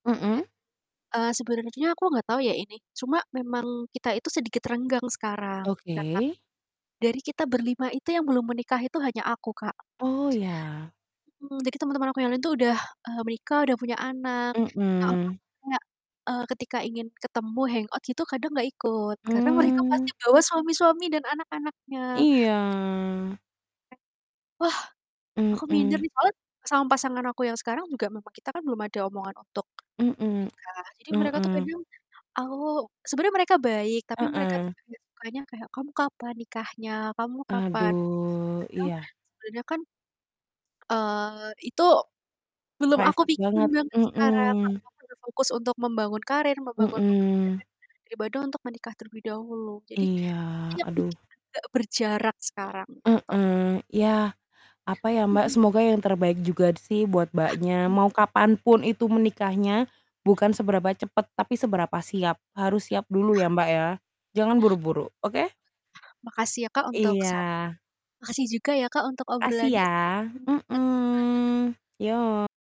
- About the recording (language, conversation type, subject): Indonesian, unstructured, Apa yang membuat persahabatan bisa bertahan lama?
- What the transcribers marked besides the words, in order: static; distorted speech; unintelligible speech; in English: "hangout"; other background noise; drawn out: "Iya"; in English: "Private"; other noise; "juga" said as "jugad"; unintelligible speech; unintelligible speech